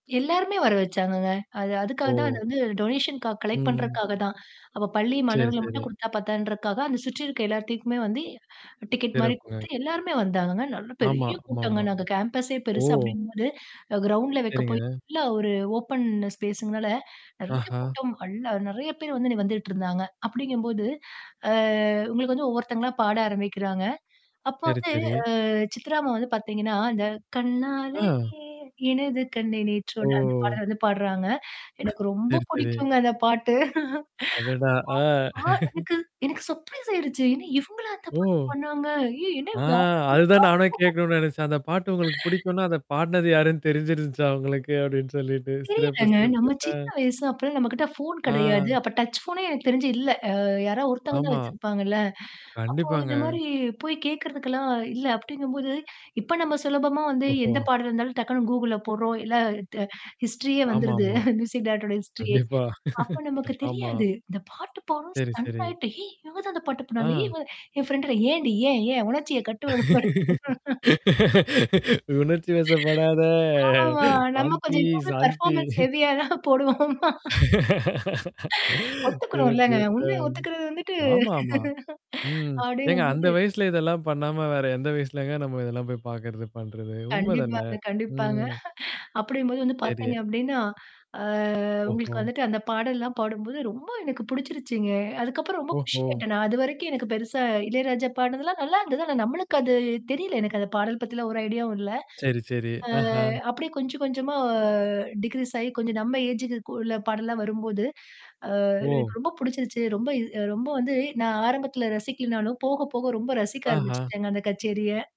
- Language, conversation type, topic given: Tamil, podcast, கச்சேரி தொடங்குவதற்கு முன் உங்கள் எதிர்பார்ப்புகள் எப்படியிருந்தன, கச்சேரி முடிவில் அவை எப்படியிருந்தன?
- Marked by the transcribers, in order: distorted speech; in English: "டொனேஷன்கா க கலெக்ட்"; other background noise; "பத்தாதுன்றதுக்காக" said as "பத்தாதுன்றக்காக"; tapping; static; in English: "கேம்பஸே"; in English: "கிரவுண்ட்ல"; in English: "ஓப்பன் ஸ்பேஸுங்னால"; singing: "கண்ணாலே எனது கண்ணே நேற்றோடு"; chuckle; laugh; in English: "சர்ப்ரைஸ்"; unintelligible speech; in English: "டச் ஃபோனே"; in English: "ஹிஸ்டரியே"; chuckle; in English: "மியூசிக் டைரக்டர்"; laugh; in English: "ஸ்டன்"; laughing while speaking: "உணர்ச்சி வசப்படாத சாந்தி, சாந்தி"; laugh; drawn out: "வசப்படாத"; laughing while speaking: "பெர்ஃபார்மன்ஸ் ஹெவியா தான் போடுவோமா!"; in English: "பெர்ஃபார்மன்ஸ் ஹெவியா"; laughing while speaking: "சிறப்பு, ஆ"; laugh; chuckle; in English: "ஐடியாவும்"; drawn out: "ஆ"; in English: "டிக்ரீஸ்"; in English: "ஏஜுக்கு"